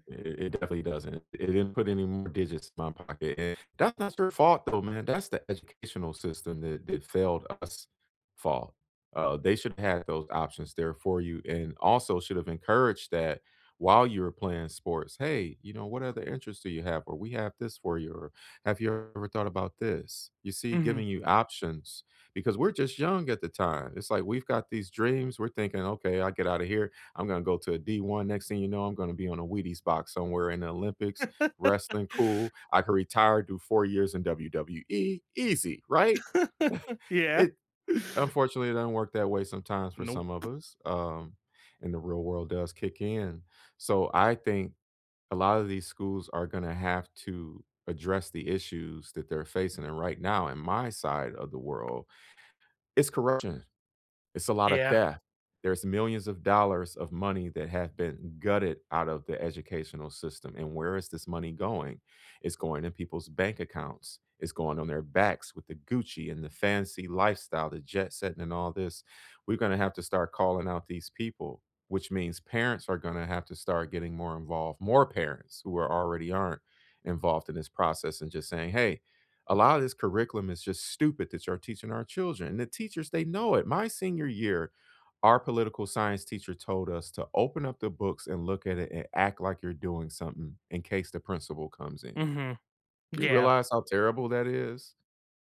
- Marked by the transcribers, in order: laugh; laugh; laughing while speaking: "Yeah"; chuckle
- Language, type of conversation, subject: English, unstructured, Should schools focus more on tests or real-life skills?